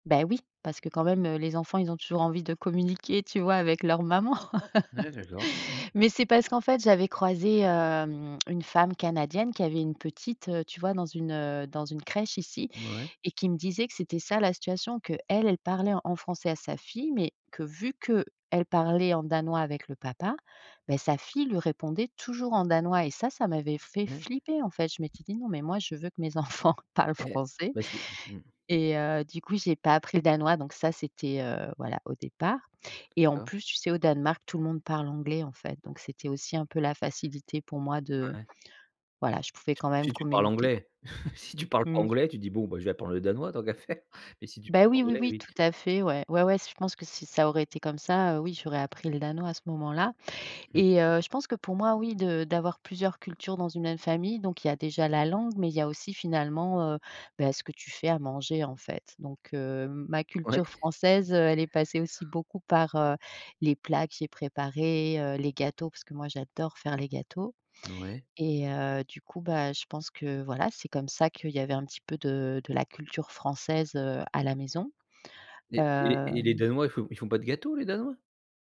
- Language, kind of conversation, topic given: French, podcast, Comment intégrer plusieurs cultures au sein d’une même famille ?
- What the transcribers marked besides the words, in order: other background noise; laugh; stressed: "toujours"; stressed: "flipper"; tapping; laughing while speaking: "que mes enfants"; other noise; chuckle; laughing while speaking: "tant qu'à faire"